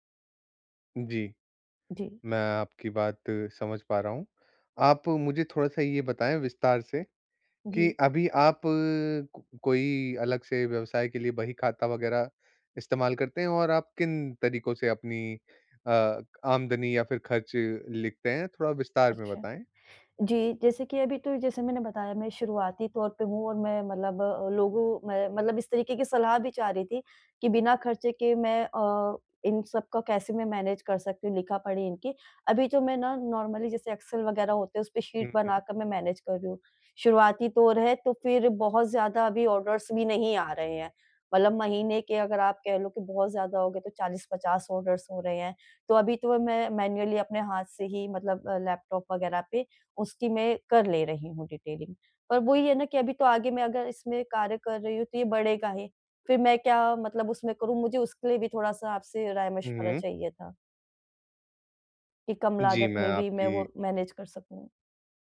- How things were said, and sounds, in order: in English: "मैनेज़"; in English: "नॉर्मली"; in English: "मैनेज़"; in English: "ऑर्डर्स"; in English: "ऑर्डर्स"; in English: "मैनुअली"; in English: "डिटेलिंग"; in English: "मैनेज़"
- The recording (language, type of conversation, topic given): Hindi, advice, मैं अपने स्टार्टअप में नकदी प्रवाह और खर्चों का बेहतर प्रबंधन कैसे करूँ?